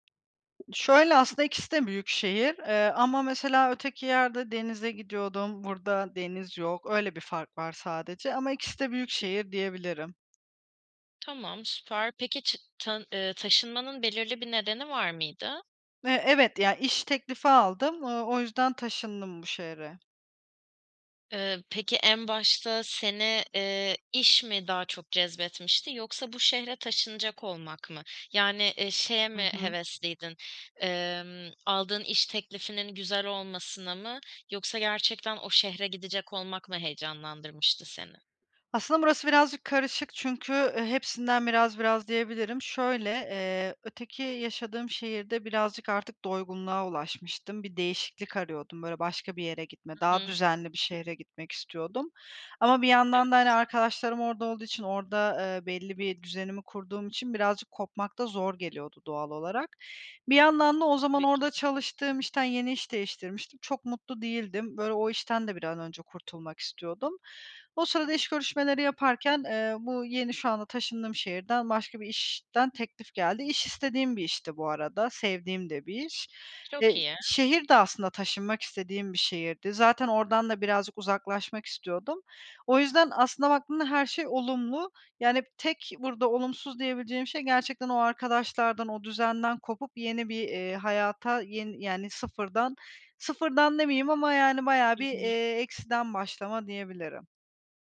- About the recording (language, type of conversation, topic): Turkish, advice, Yeni bir yerde nasıl sosyal çevre kurabilir ve uyum sağlayabilirim?
- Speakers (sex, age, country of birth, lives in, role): female, 25-29, Turkey, Italy, advisor; female, 30-34, Turkey, Spain, user
- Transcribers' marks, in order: tapping; other background noise